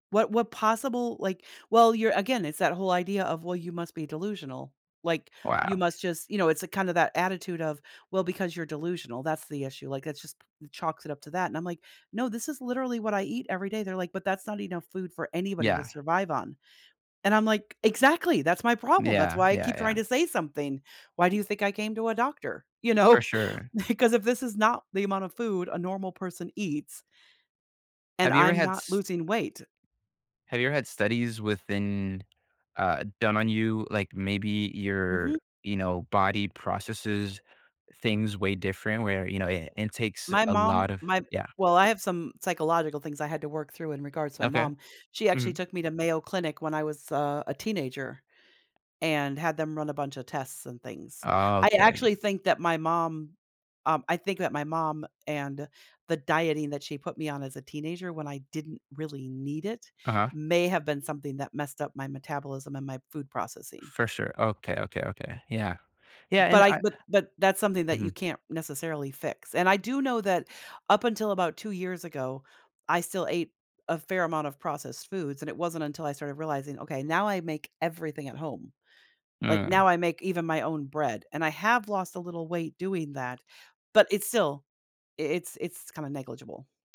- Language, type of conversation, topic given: English, advice, How can I stop feeling like I'm not enough?
- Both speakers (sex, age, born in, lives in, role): female, 55-59, United States, United States, user; male, 20-24, Puerto Rico, United States, advisor
- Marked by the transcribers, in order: other background noise; other noise; laughing while speaking: "know? Because"; stressed: "need"; tapping